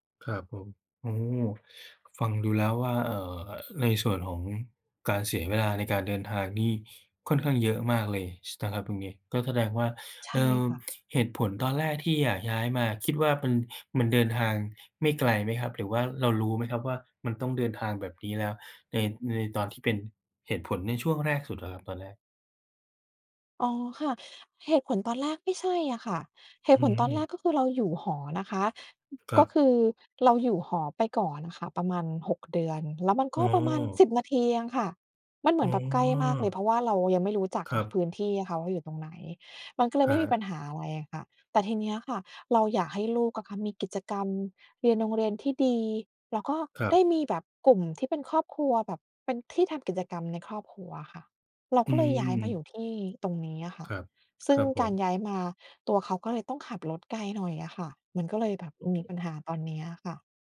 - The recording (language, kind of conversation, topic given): Thai, advice, ฉันควรย้ายเมืองหรืออยู่ต่อดี?
- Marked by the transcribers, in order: other noise; tapping; other background noise